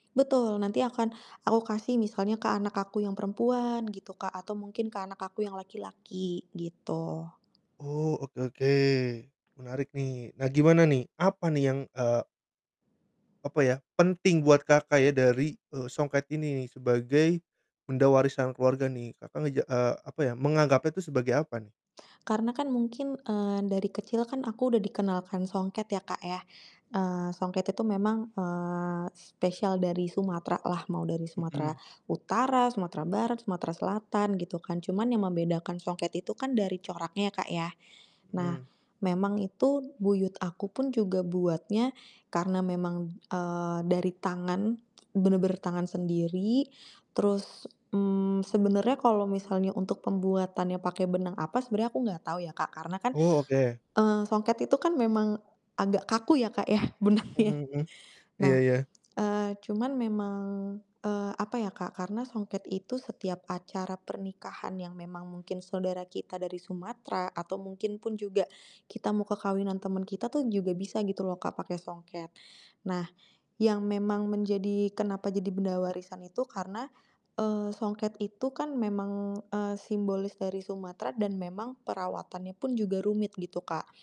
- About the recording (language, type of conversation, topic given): Indonesian, podcast, Benda warisan keluarga apa yang punya cerita penting?
- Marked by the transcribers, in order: static; laughing while speaking: "benangnya"